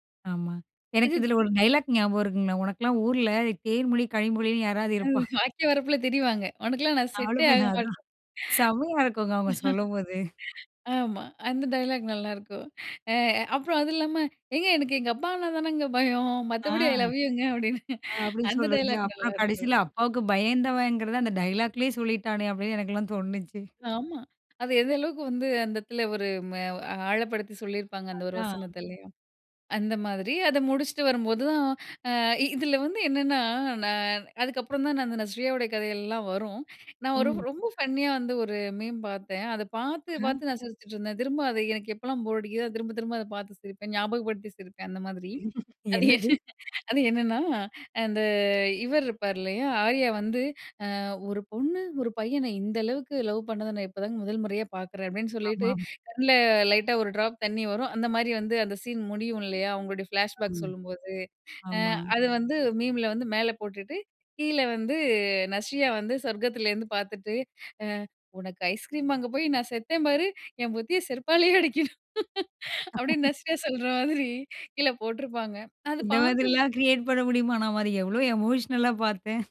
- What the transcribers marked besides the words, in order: snort; laugh; snort; other background noise; unintelligible speech; chuckle; laugh; chuckle
- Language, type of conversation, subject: Tamil, podcast, உங்களுக்கு பிடித்த ஒரு திரைப்படப் பார்வை அனுபவத்தைப் பகிர முடியுமா?